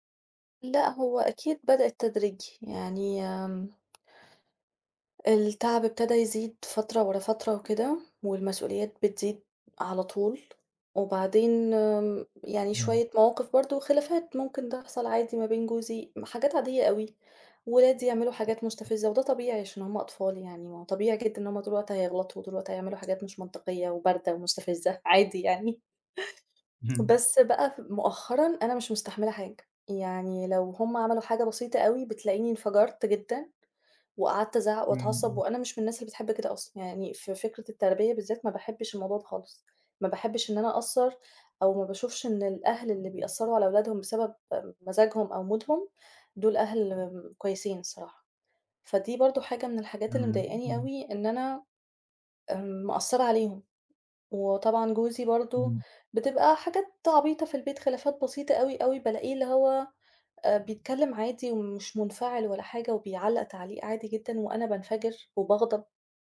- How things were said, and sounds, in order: tapping; other background noise; laughing while speaking: "عادي يعني"; in English: "مودهم"
- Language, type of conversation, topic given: Arabic, advice, إزاي التعب المزمن بيأثر على تقلبات مزاجي وانفجارات غضبي؟